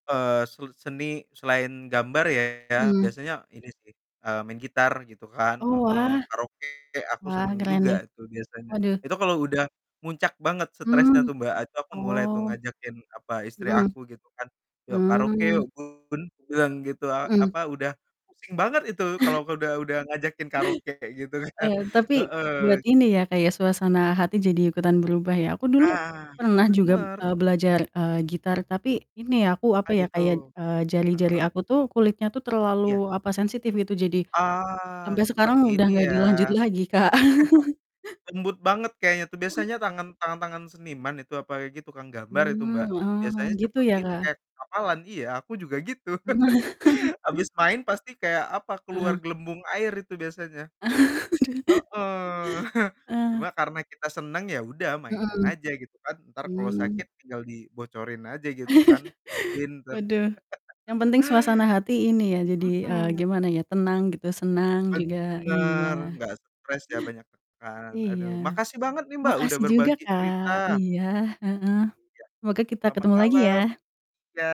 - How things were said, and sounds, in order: distorted speech; chuckle; laughing while speaking: "kan"; laugh; chuckle; chuckle; laugh; chuckle; laughing while speaking: "Aduh"; laugh; laugh; unintelligible speech; laugh; laughing while speaking: "iya"
- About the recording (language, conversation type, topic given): Indonesian, unstructured, Apa kegiatan favoritmu saat waktu luang?